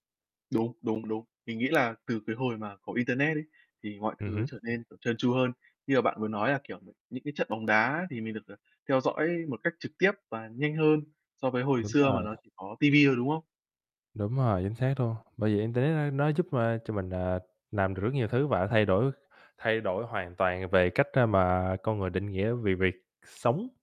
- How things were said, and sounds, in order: tapping; distorted speech
- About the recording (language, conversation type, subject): Vietnamese, unstructured, Bạn nghĩ gì về vai trò của các phát minh khoa học trong đời sống hằng ngày?